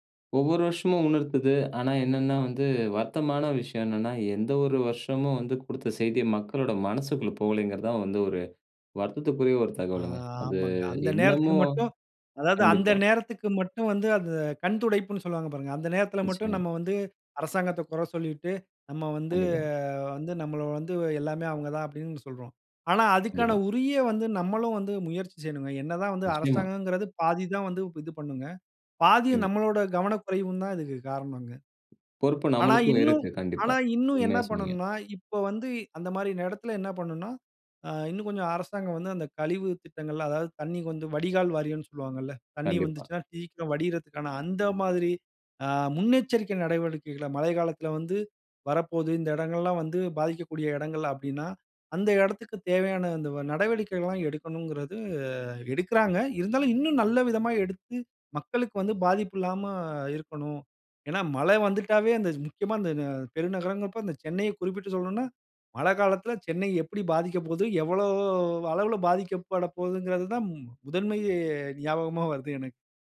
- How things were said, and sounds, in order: drawn out: "ஆ"
- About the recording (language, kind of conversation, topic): Tamil, podcast, மழையுள்ள ஒரு நாள் உங்களுக்கு என்னென்ன பாடங்களைக் கற்றுத்தருகிறது?